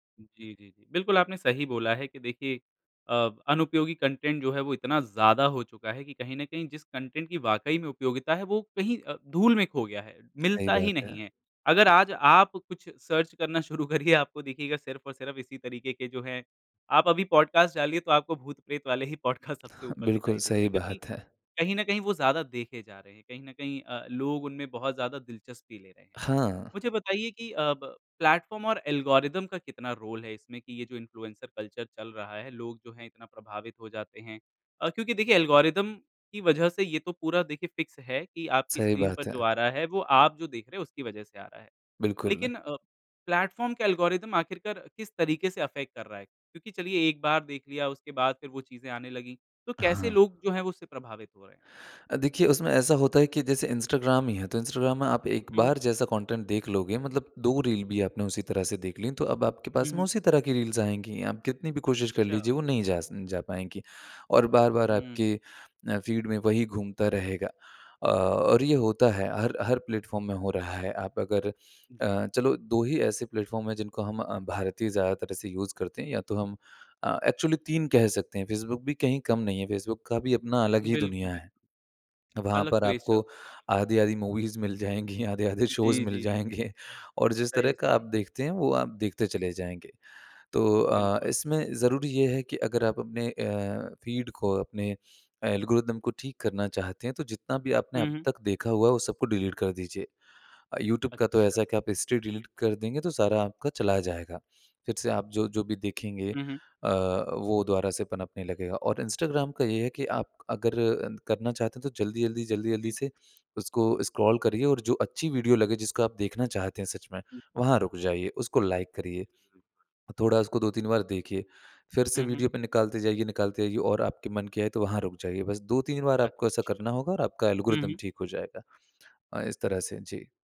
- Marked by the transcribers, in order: in English: "कंटेंट"; in English: "कंटेंट"; other background noise; in English: "सर्च"; laughing while speaking: "करिए"; in English: "पॉडकास्ट"; in English: "पॉडकास्ट"; laughing while speaking: "पॉडकास्ट"; in English: "प्लेटफ़ॉर्म"; in English: "एल्गोरिदम"; in English: "रोल"; in English: "इन्फ्लुएन्सर कल्चर"; in English: "एल्गोरिदम"; in English: "फ़िक्स"; in English: "प्लेटफ़ॉर्म"; in English: "एल्गोरिदम"; in English: "अफ़ेक्ट"; in English: "कंटेंट"; in English: "रील्स"; in English: "फ़ीड"; in English: "प्लेटफ़ॉर्म"; in English: "प्लेटफ़ॉर्म"; in English: "यूज़"; in English: "एक्चुअली"; in English: "क्रेज़"; chuckle; in English: "मूवीज़"; laughing while speaking: "मिल जाएँगी"; in English: "शोज़"; laughing while speaking: "मिल जाएँगे"; in English: "फ़ीड"; in English: "एल्गोरिदम"; in English: "डिलीट"; in English: "हिस्ट्री डिलीट"; in English: "स्क्रॉल"; in English: "लाइक"; unintelligible speech; in English: "एल्गोरिदम"
- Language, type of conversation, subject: Hindi, podcast, इन्फ्लुएंसर संस्कृति ने हमारी रोज़मर्रा की पसंद को कैसे बदल दिया है?